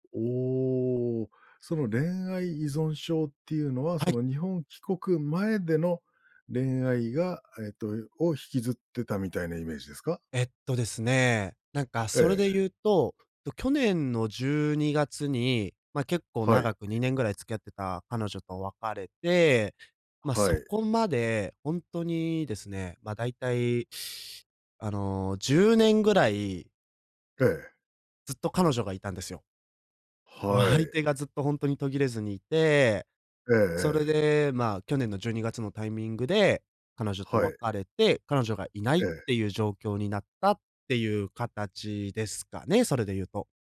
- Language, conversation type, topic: Japanese, podcast, 変わろうと思ったきっかけは何でしたか？
- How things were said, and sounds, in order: none